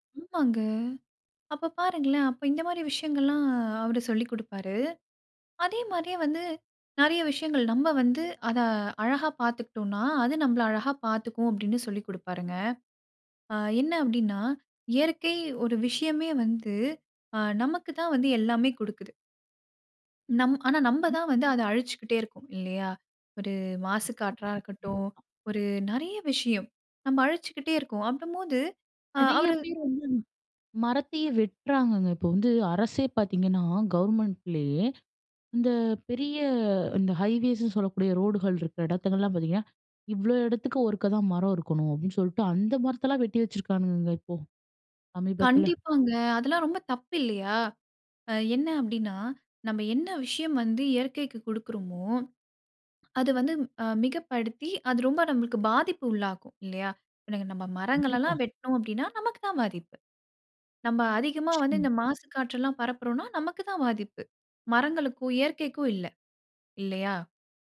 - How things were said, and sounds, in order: unintelligible speech; "அப்பம்போது" said as "அப்பறமோது"; in English: "ஹைவேஸ்ன்னு"; other noise
- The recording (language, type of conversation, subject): Tamil, podcast, ஒரு மரத்திடம் இருந்து என்ன கற்க முடியும்?